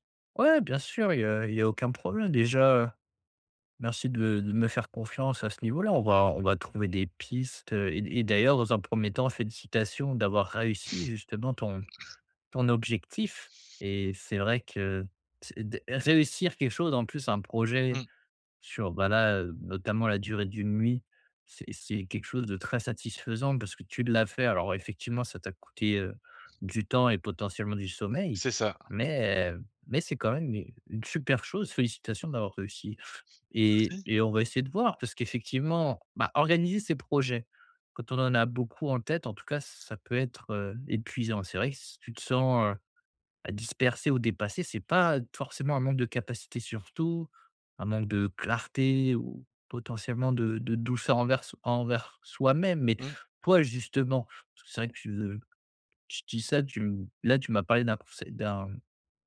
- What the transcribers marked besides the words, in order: other background noise; stressed: "soi-même"
- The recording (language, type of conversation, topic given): French, advice, Comment mieux organiser mes projets en cours ?